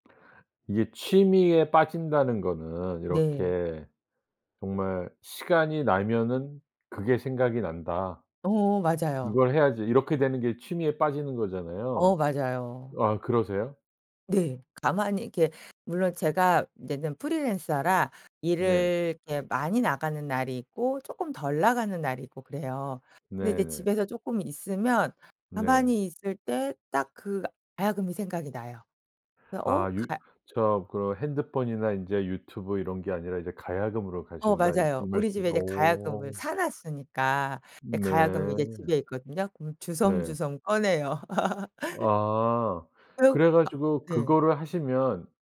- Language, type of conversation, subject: Korean, podcast, 요즘 푹 빠져 있는 취미가 무엇인가요?
- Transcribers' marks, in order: laugh